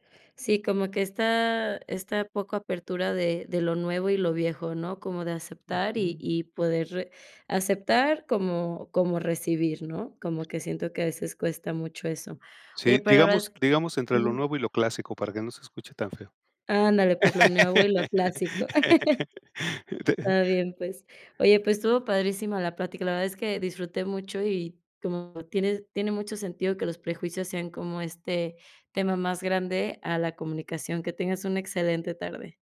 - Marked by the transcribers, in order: laugh
- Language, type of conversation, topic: Spanish, podcast, ¿Por qué crees que la comunicación entre generaciones es difícil?